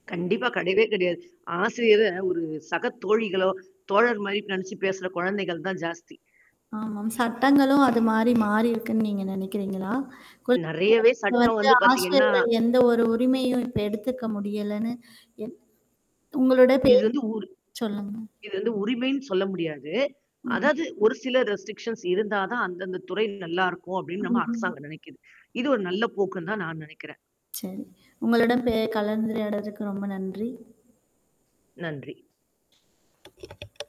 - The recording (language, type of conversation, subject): Tamil, podcast, ஒரு ஆசிரியை உங்கள் வாழ்க்கையில் பெரும் தாக்கத்தை ஏற்படுத்தினாரா?
- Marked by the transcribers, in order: mechanical hum; static; distorted speech; in English: "ரெஸ்ட்ரிக்ஷன்ஸ்"; tapping